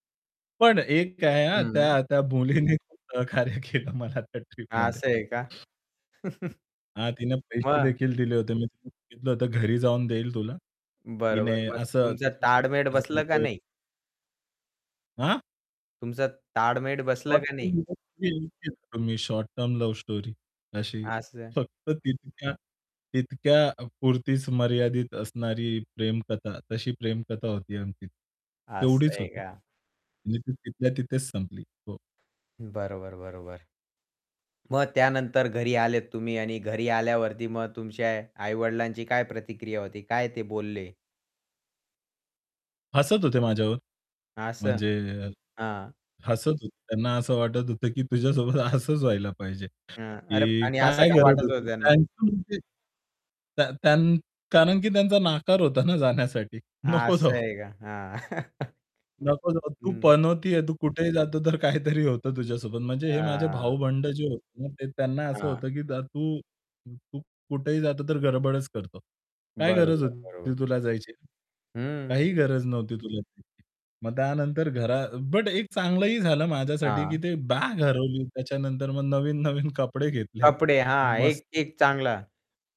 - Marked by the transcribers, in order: laughing while speaking: "मुलीने खूप सहकार्य केलं मला त्या ट्रिपमध्ये"; other background noise; chuckle; distorted speech; "ताळमेळ" said as "ताडमेड"; tapping; unintelligible speech; "ताळमेळ" said as "ताडमेड"; static; unintelligible speech; laughing while speaking: "तुझ्यासोबत हसंच व्हायला पाहिजे"; unintelligible speech; laughing while speaking: "नको जाऊ"; chuckle; laughing while speaking: "नवीन"
- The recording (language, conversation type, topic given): Marathi, podcast, सामान हरवल्यावर तुम्हाला काय अनुभव आला?